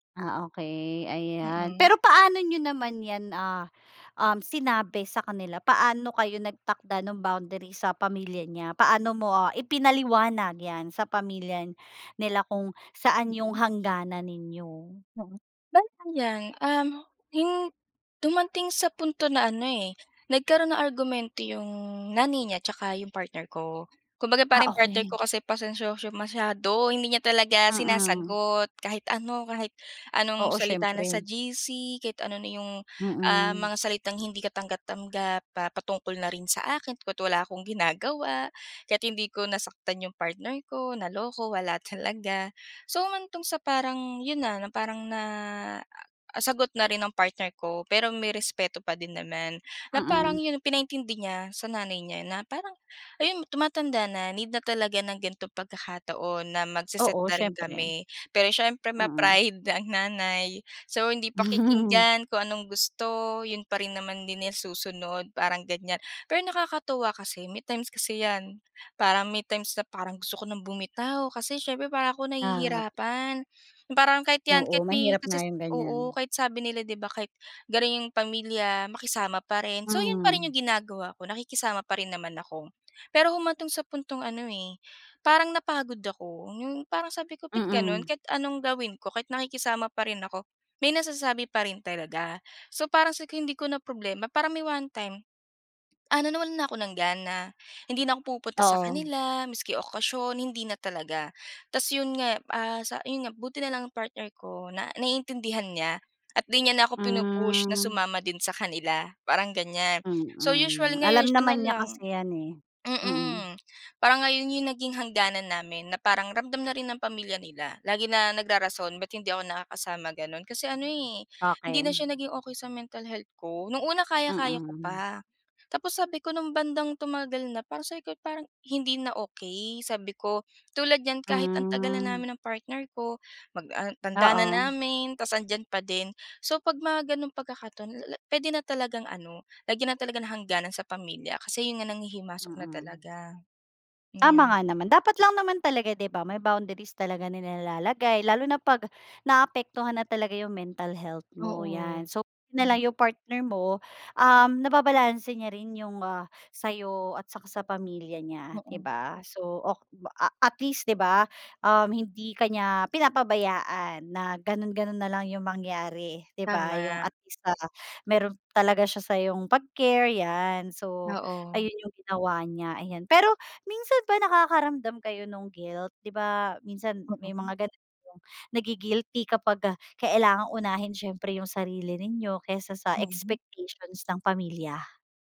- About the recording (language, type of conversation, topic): Filipino, podcast, Ano ang ginagawa mo kapag kailangan mong ipaglaban ang personal mong hangganan sa pamilya?
- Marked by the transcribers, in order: gasp; gasp; unintelligible speech; gasp; gasp; gasp; gasp; gasp; gasp; gasp; gasp; gasp; gasp; gasp; gasp; gasp; unintelligible speech; gasp; gasp; gasp; gasp; gasp; gasp; gasp; gasp; gasp